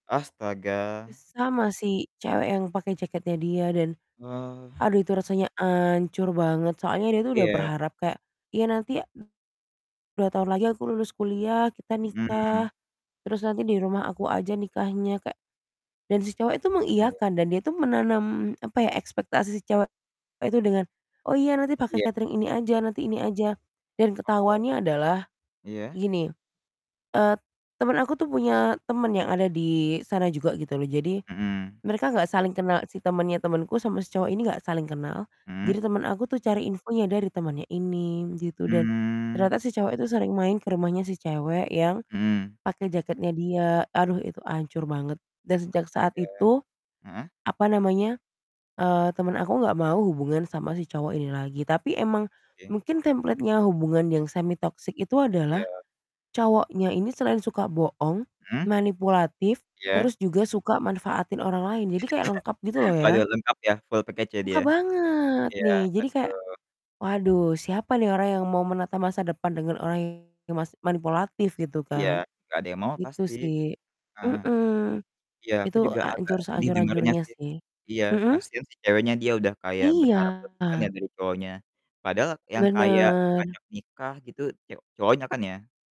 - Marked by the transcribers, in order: static; drawn out: "ancur"; tapping; other background noise; distorted speech; laugh; in English: "full package"
- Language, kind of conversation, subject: Indonesian, unstructured, Apa pendapatmu tentang pasangan yang sering berbohong?